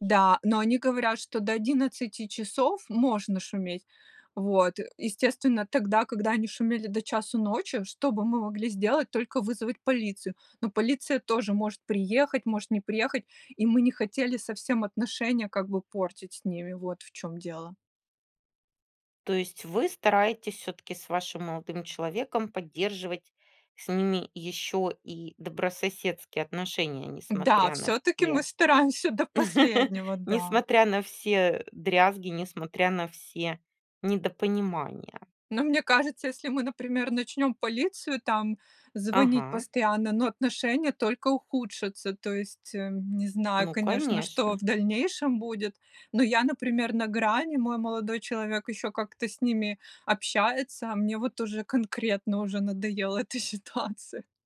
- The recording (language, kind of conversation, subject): Russian, podcast, Как наладить отношения с соседями?
- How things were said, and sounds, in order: laugh; laughing while speaking: "эта ситуация"